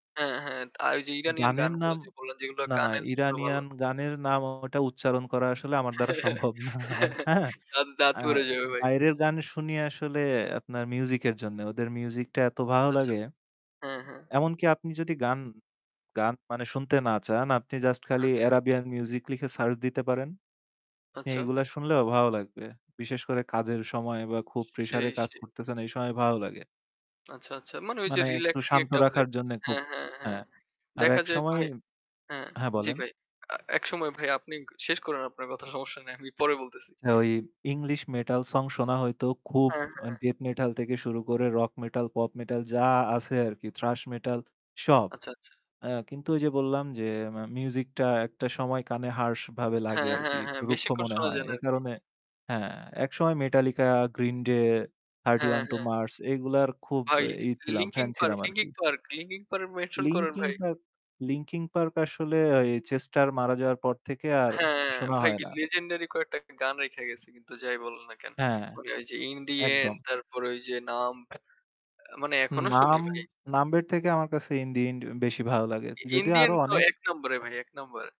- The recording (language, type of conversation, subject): Bengali, unstructured, আপনি কোন ধরনের গান শুনতে ভালোবাসেন?
- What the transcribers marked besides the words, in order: laugh; laughing while speaking: "সম্ভব না"; in English: "Arabian music"; distorted speech; static; in English: "relaxing"; in English: "vibe"; in English: "English metal song"; in English: "death metal"; in English: "rock metal, pop metal"; in English: "thrush metal"; in English: "harsh"; in English: "mention"; in English: "legendary"